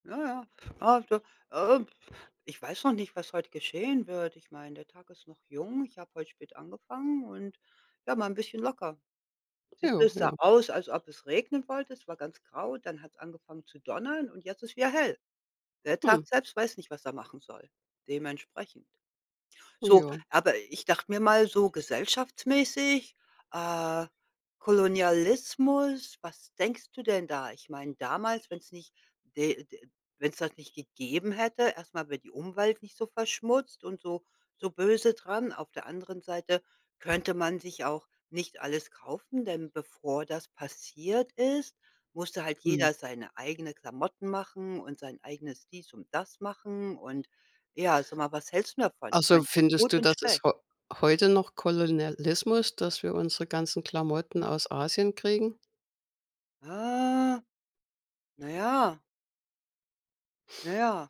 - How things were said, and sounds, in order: none
- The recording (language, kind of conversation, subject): German, unstructured, Was denkst du über den Einfluss des Kolonialismus heute?